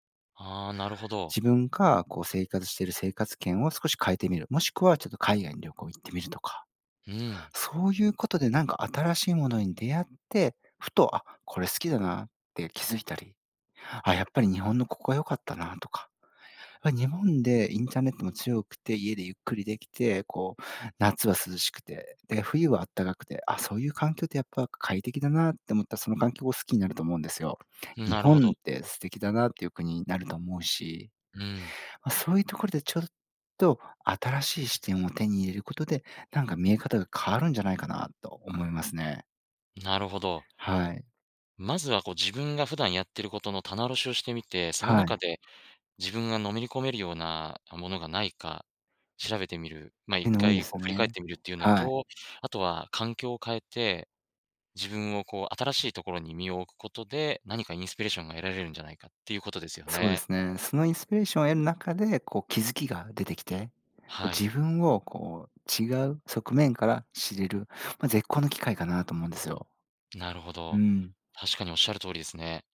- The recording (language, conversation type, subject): Japanese, podcast, 好きなことを仕事にするコツはありますか？
- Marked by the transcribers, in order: other background noise